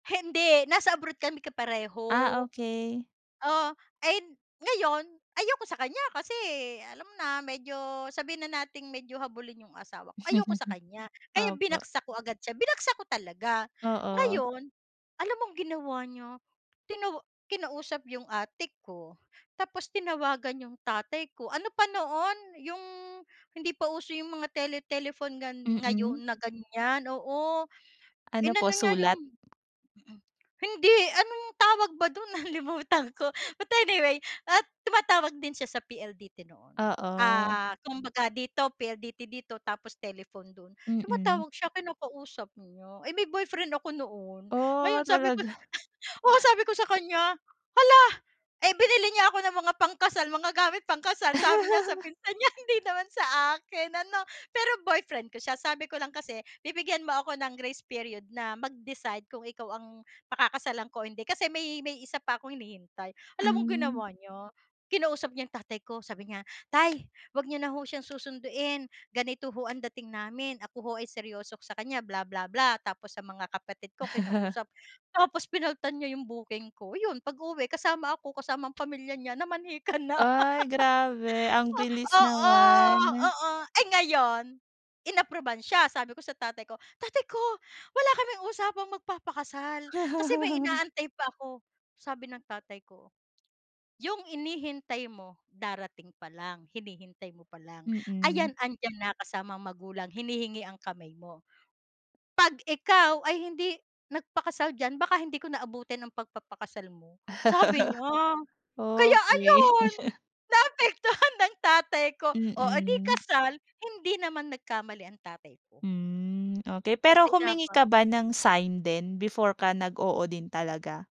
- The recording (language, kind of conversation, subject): Filipino, podcast, Ano ang pinakamahalaga sa iyo kapag pumipili ka ng kapareha?
- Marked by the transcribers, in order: laugh; breath; laughing while speaking: "Nalimutan ko"; in English: "but anyway"; laugh; surprised: "Hala!"; chuckle; hiccup; laughing while speaking: "sa pinsan niya, hindi naman sa akin ano"; joyful: "sa pinsan niya, hindi naman sa akin ano"; laugh; in English: "grace period"; laugh; joyful: "namanhikan na"; laugh; laugh; laugh; joyful: "Kaya ayun, naapektuhan ng tatay ko. Oh eh di kasal"; laugh; laughing while speaking: "naapektuhan ng tatay ko"